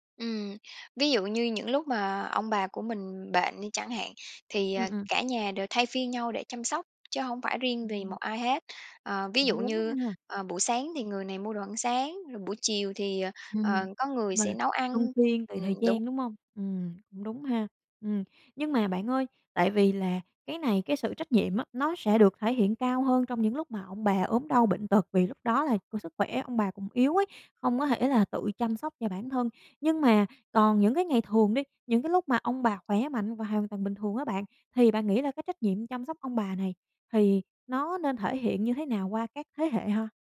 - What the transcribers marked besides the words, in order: tapping
- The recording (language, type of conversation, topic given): Vietnamese, podcast, Bạn thấy trách nhiệm chăm sóc ông bà nên thuộc về thế hệ nào?